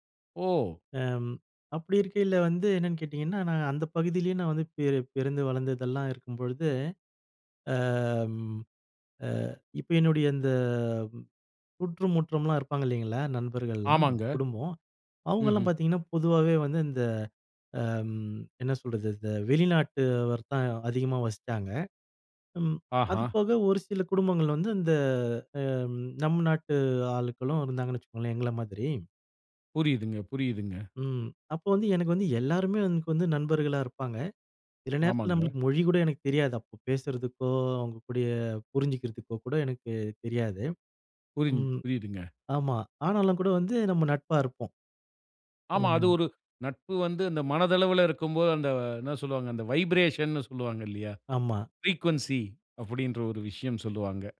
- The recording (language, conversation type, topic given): Tamil, podcast, பால்யகாலத்தில் நடந்த மறக்கமுடியாத ஒரு நட்பு நிகழ்வைச் சொல்ல முடியுமா?
- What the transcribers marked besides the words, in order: in English: "வைப்ரேஷன்"; in English: "ஃப்ரீக்வென்சி"